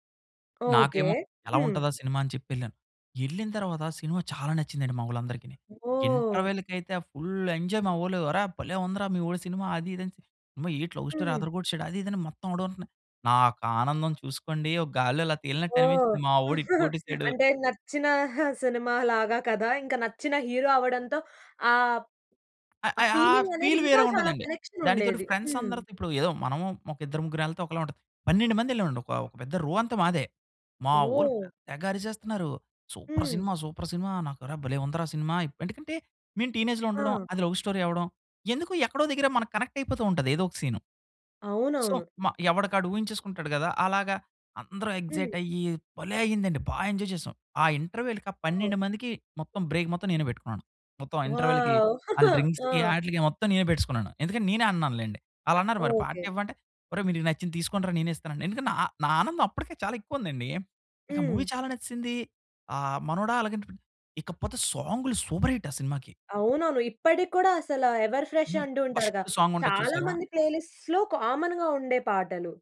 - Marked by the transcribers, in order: other background noise; in English: "ఫుల్ ఎంజాయ్"; in English: "లవ్ స్టోరీ"; tapping; chuckle; in English: "హీరో"; in English: "ఫీలింగ్"; in English: "ఫీల్"; in English: "కనెక్షన్"; in English: "ఫ్రెండ్స్"; in English: "రో"; in English: "సూపర్"; in English: "సూపర్"; in English: "టీనేజ్‌లో"; in English: "లవ్ స్టోరీ"; in English: "కనెక్ట్"; in English: "సో"; in English: "ఎక్సైట్"; in English: "ఎంజాయ్"; in English: "ఇంటర్వల్‌కి"; in English: "బ్రేక్"; in English: "ఇంటర్వల్‌కి"; in English: "వావ్!"; in English: "డ్రింక్స్‌కి"; giggle; in English: "పార్టీ"; in English: "మూవీ"; in English: "సాంగ్‌లు సూపర్ హిట్"; in English: "ఎవర్ ఫ్రెష్"; in English: "ఫస్ట్ సాంగ్"; in English: "ప్లేలిస్ట్‌లో కామన్‌గా"
- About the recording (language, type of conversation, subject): Telugu, podcast, పాటల మాటలు మీకు ఎంతగా ప్రభావం చూపిస్తాయి?